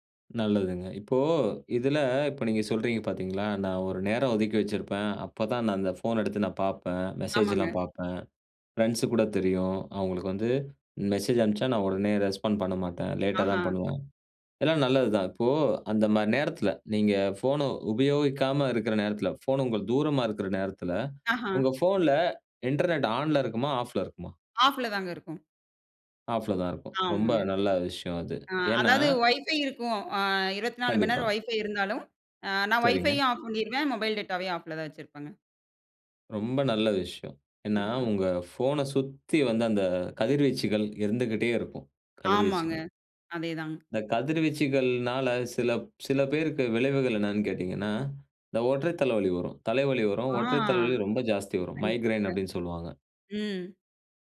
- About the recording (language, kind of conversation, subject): Tamil, podcast, எழுந்ததும் உடனே தொலைபேசியைப் பார்க்கிறீர்களா?
- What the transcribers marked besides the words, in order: in English: "ரெஸ்பாண்ட்"; in English: "மைக்ரேன்"